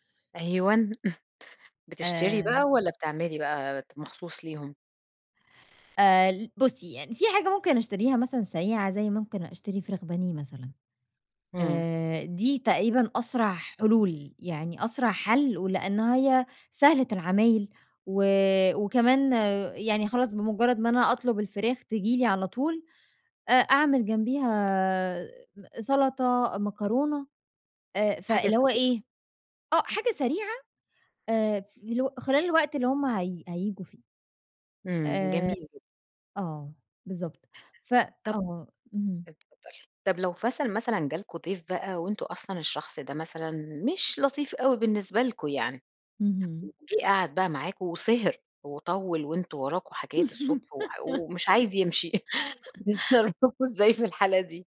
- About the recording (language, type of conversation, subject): Arabic, podcast, إزاي بتحضّري البيت لاستقبال ضيوف على غفلة؟
- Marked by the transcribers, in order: chuckle; unintelligible speech; laugh; tapping; laughing while speaking: "يمشي، بتتصرفوا إزاي في الحالة دي؟"